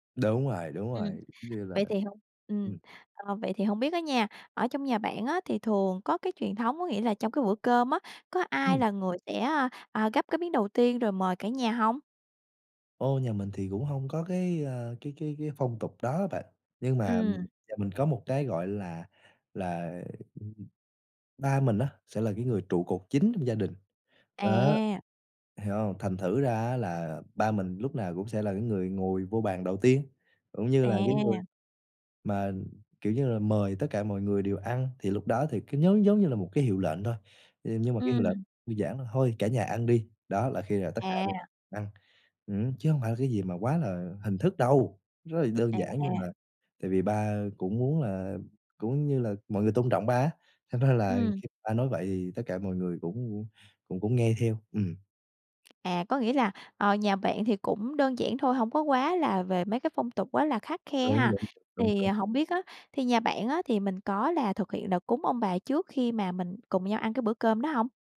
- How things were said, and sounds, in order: laughing while speaking: "ra"; tapping
- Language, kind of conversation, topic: Vietnamese, podcast, Bạn có thể kể về một bữa ăn gia đình đáng nhớ của bạn không?